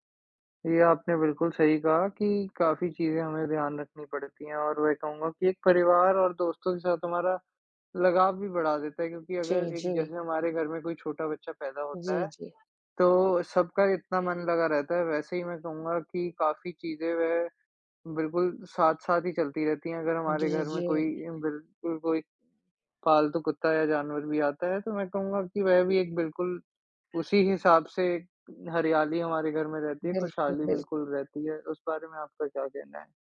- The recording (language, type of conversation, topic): Hindi, unstructured, जानवरों को पालने से आपके जीवन में क्या बदलाव आए हैं?
- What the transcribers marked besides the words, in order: other noise; other background noise